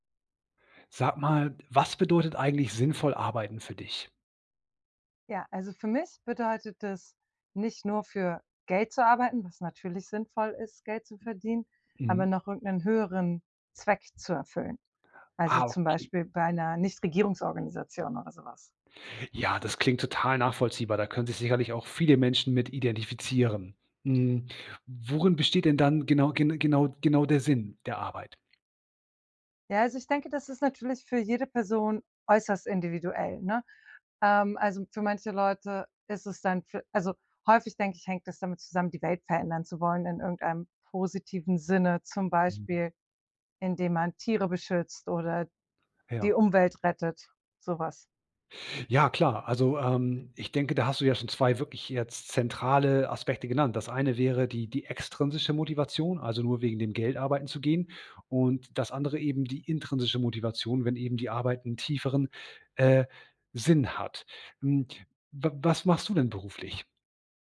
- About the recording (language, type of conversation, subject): German, podcast, Was bedeutet sinnvolles Arbeiten für dich?
- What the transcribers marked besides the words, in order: other background noise